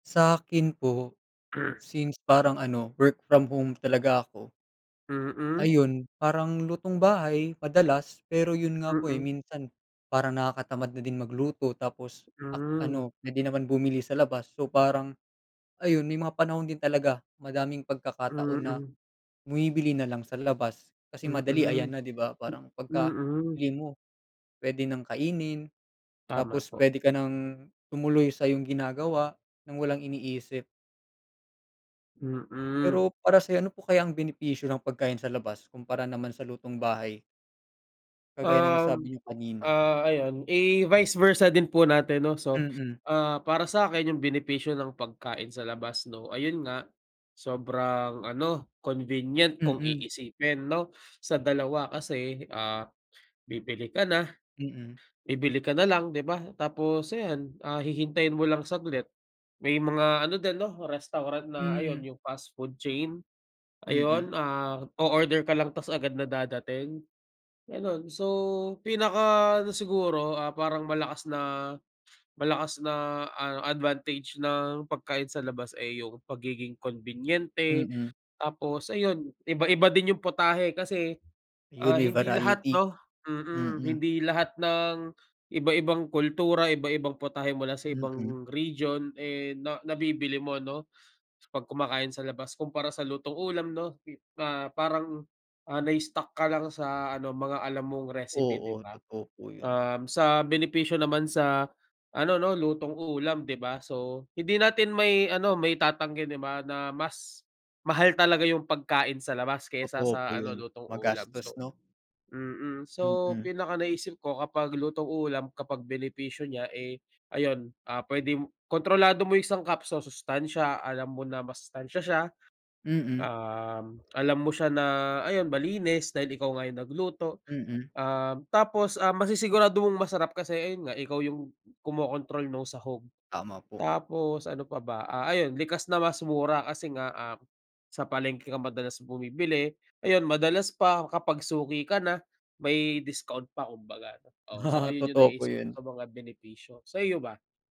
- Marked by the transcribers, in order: other noise; laugh
- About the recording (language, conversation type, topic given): Filipino, unstructured, Ano ang mas pinipili mo, pagkain sa labas o lutong bahay?